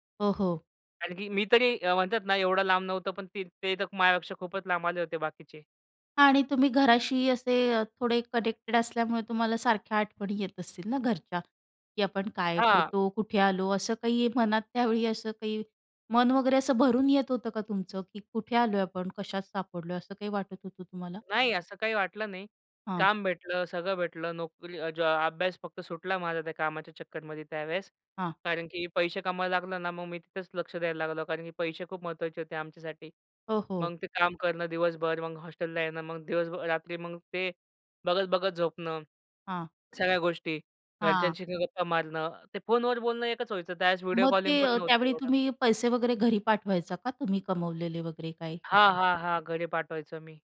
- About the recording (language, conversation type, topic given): Marathi, podcast, पहिल्यांदा घरापासून दूर राहिल्यावर तुम्हाला कसं वाटलं?
- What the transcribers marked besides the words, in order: in English: "कनेक्टेड"; other background noise